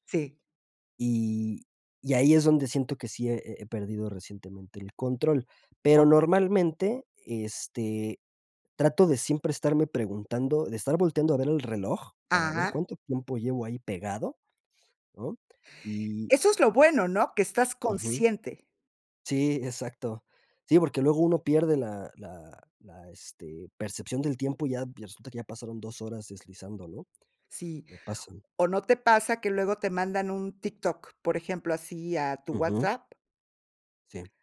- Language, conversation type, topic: Spanish, podcast, ¿Qué opinas de las redes sociales en la vida cotidiana?
- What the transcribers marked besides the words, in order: none